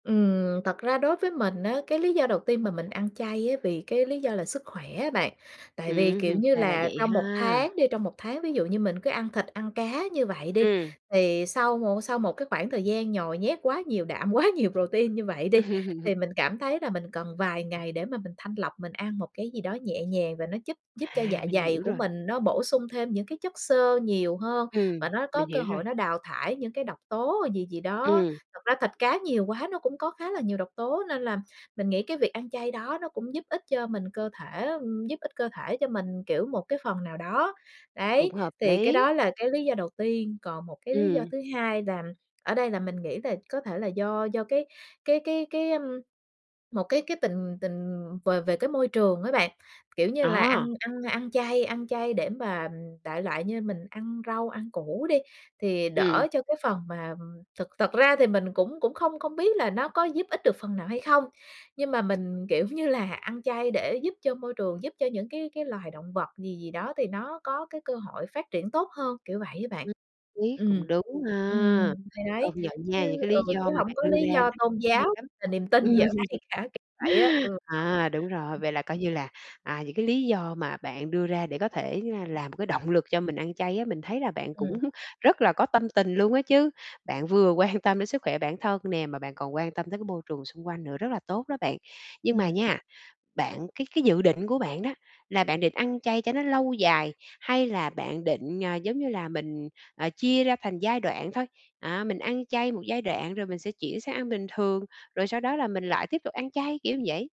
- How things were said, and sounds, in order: tapping; laughing while speaking: "Ừm"; laugh; laughing while speaking: "quá"; laugh; other background noise
- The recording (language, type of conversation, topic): Vietnamese, advice, Nếu tôi muốn chuyển sang ăn chay nhưng lo thiếu dinh dưỡng thì tôi nên làm gì?